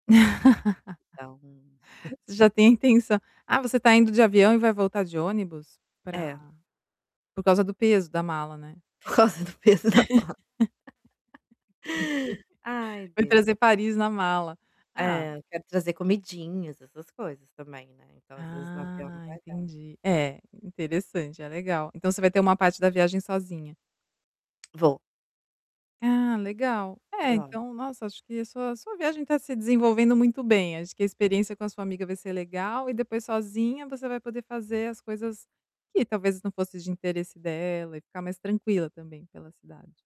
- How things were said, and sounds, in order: laugh; other background noise; chuckle; static; laughing while speaking: "Por causa do peso da mala"; chuckle; tapping
- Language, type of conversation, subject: Portuguese, advice, Como posso lidar com a ansiedade antes de viajar para um lugar novo?